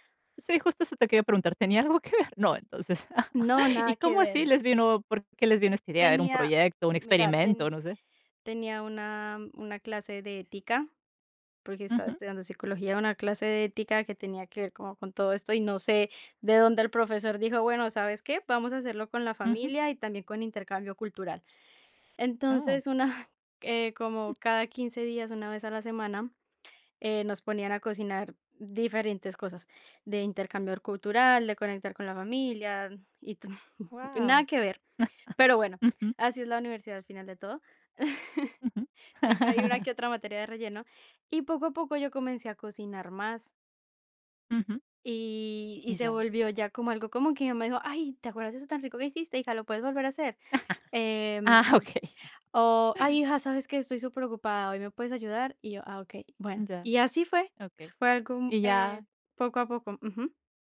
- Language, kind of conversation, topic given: Spanish, podcast, ¿Cómo decides qué comprar en el súper cada semana?
- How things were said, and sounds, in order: laughing while speaking: "¿tenía algo que ver?"; chuckle; chuckle; chuckle; laugh; chuckle; laughing while speaking: "Ah, okey"